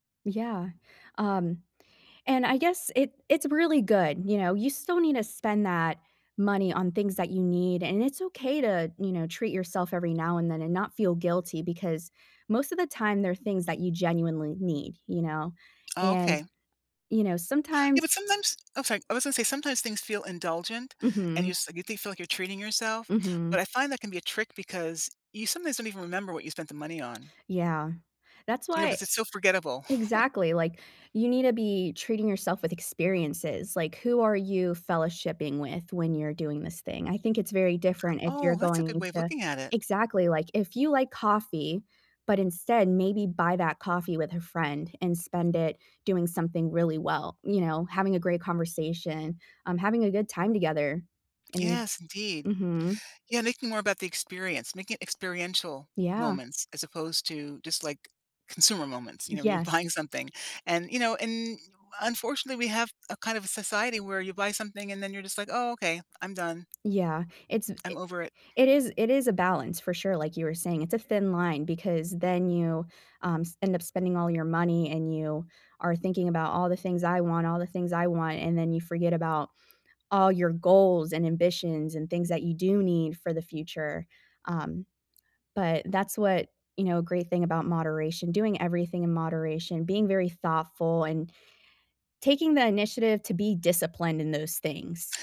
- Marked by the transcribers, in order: tapping; chuckle; laughing while speaking: "buying"; other background noise
- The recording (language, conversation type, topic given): English, unstructured, How can I balance saving for the future with small treats?